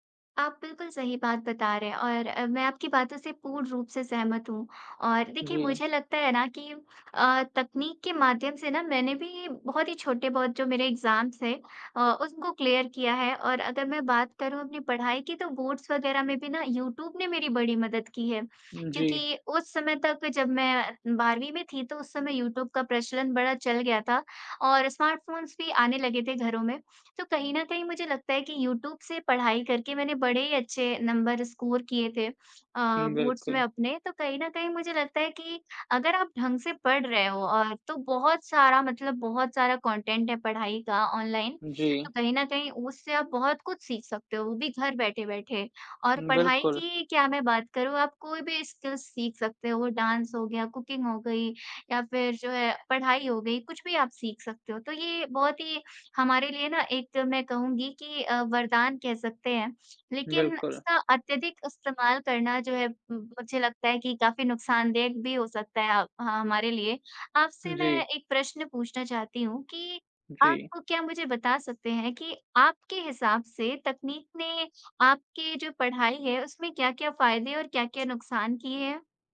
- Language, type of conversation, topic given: Hindi, unstructured, तकनीक ने आपकी पढ़ाई पर किस तरह असर डाला है?
- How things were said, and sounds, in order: in English: "एग्जाम्स"; in English: "क्लियर"; in English: "बोर्ड्स"; in English: "स्मार्टफ़ोन्स"; in English: "स्कोर"; in English: "बोर्ड्स"; in English: "कंटेंट"; in English: "स्किल्स"; in English: "डांस"; in English: "कुकिंग"; "नुकसानदायाक" said as "नुकसानदेयक"